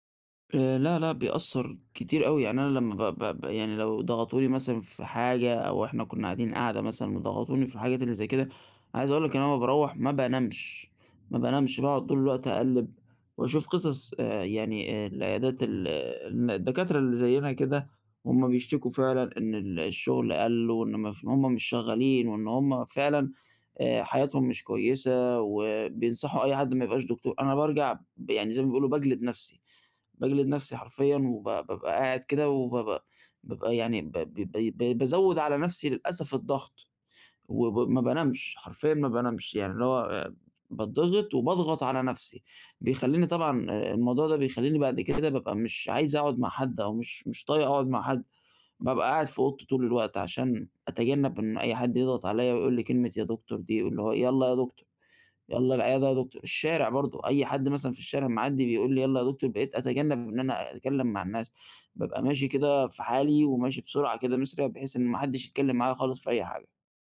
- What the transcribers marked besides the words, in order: other background noise; tapping
- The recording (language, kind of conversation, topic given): Arabic, advice, إزاي أتعامل مع ضغط النجاح وتوقّعات الناس اللي حواليّا؟